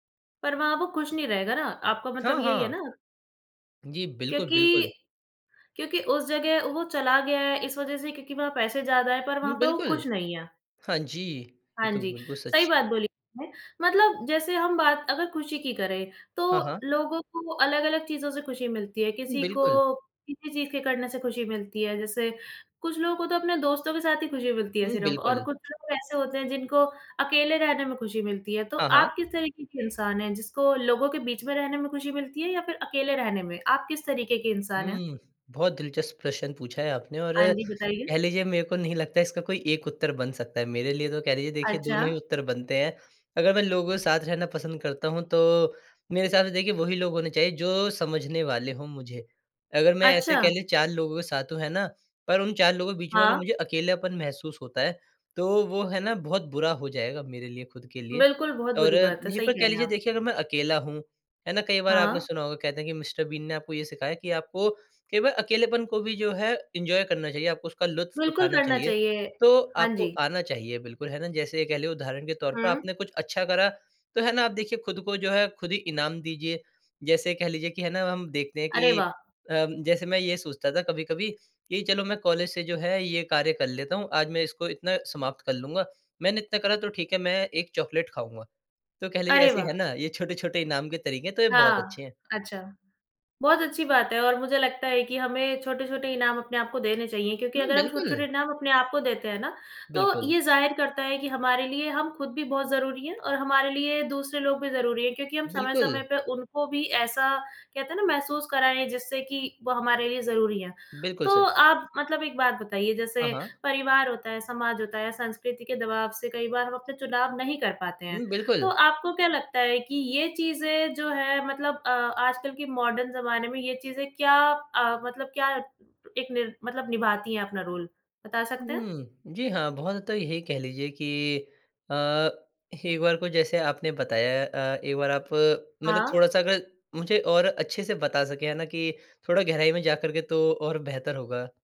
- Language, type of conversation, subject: Hindi, podcast, खुशी और सफलता में तुम किसे प्राथमिकता देते हो?
- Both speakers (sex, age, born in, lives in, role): female, 20-24, India, India, host; male, 20-24, India, India, guest
- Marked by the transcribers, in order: in English: "एन्जॉय"; in English: "मॉडर्न"; in English: "रोल?"